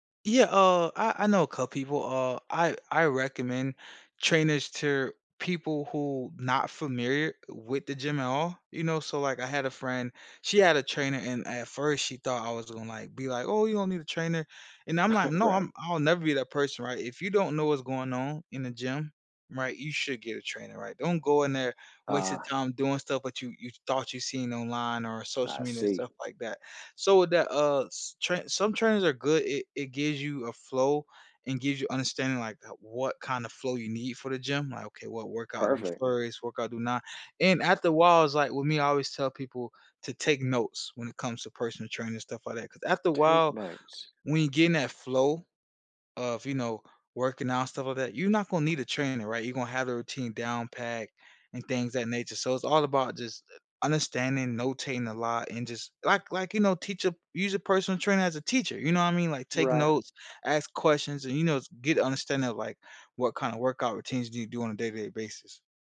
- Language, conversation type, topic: English, podcast, What are some effective ways to build a lasting fitness habit as a beginner?
- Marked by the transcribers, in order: scoff; tapping